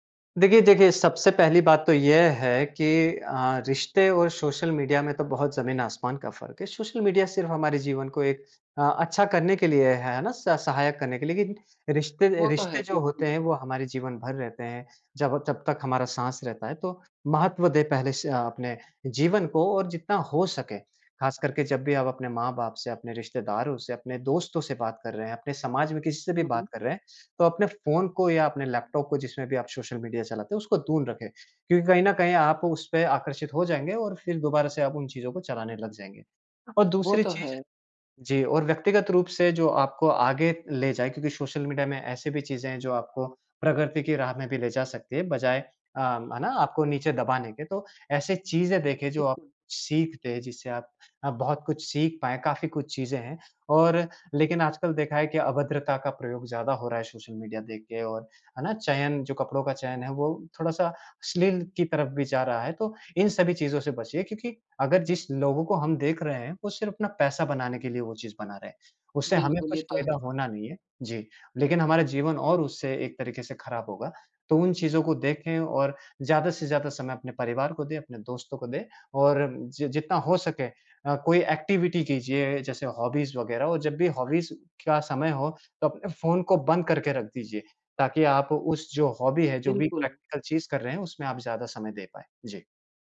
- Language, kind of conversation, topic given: Hindi, podcast, सोशल मीडिया ने रिश्तों पर क्या असर डाला है, आपके हिसाब से?
- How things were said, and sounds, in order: other background noise; in English: "एक्टिविटी"; in English: "हॉबीज़"; in English: "हॉबीज़"; in English: "हॉबी"; in English: "प्रैक्टिकल"